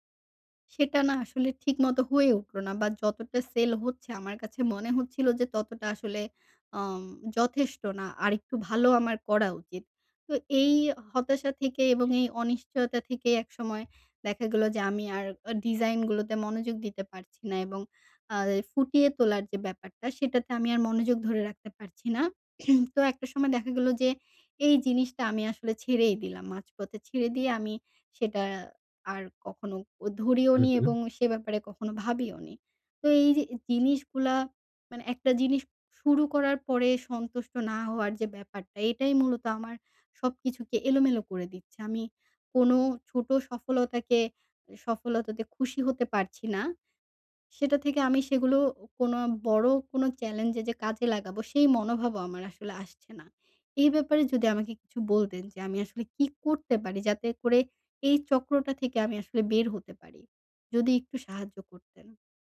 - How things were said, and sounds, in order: throat clearing
- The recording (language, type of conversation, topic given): Bengali, advice, আমি কীভাবে ছোট সাফল্য কাজে লাগিয়ে মনোবল ফিরিয়ে আনব